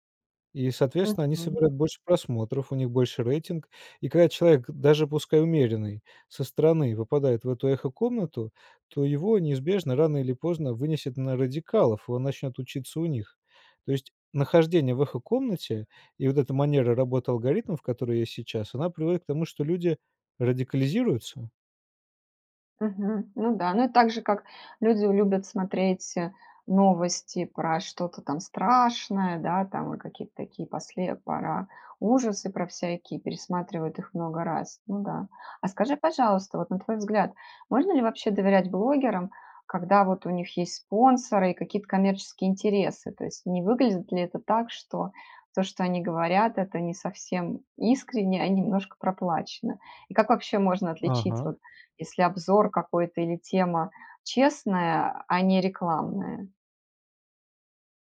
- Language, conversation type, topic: Russian, podcast, Почему люди доверяют блогерам больше, чем традиционным СМИ?
- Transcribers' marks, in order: none